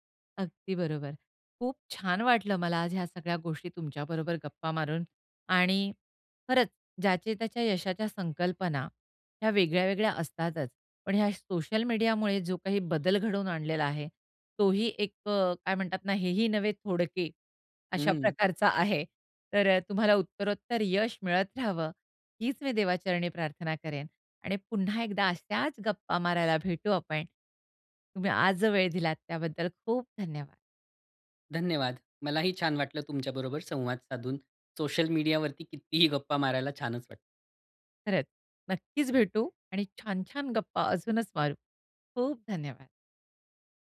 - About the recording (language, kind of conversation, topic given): Marathi, podcast, सोशल मीडियामुळे यशाबद्दल तुमची कल्पना बदलली का?
- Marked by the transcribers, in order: other background noise; laughing while speaking: "कितीही"